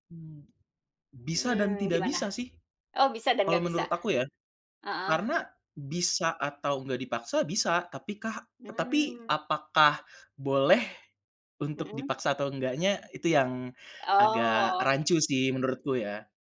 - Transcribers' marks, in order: none
- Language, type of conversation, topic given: Indonesian, podcast, Bagaimana kamu menjaga konsistensi berkarya setiap hari?
- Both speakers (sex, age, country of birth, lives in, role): female, 40-44, Indonesia, Indonesia, host; male, 25-29, Indonesia, Indonesia, guest